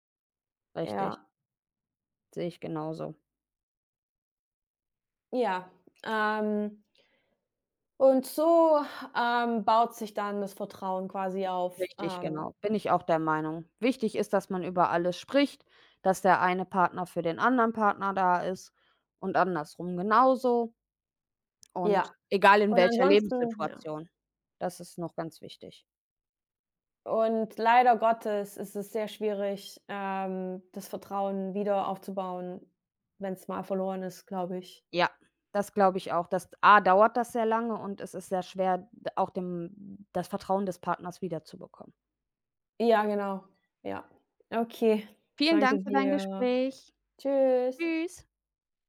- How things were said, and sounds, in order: none
- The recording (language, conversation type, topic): German, unstructured, Wie kann man Vertrauen in einer Beziehung aufbauen?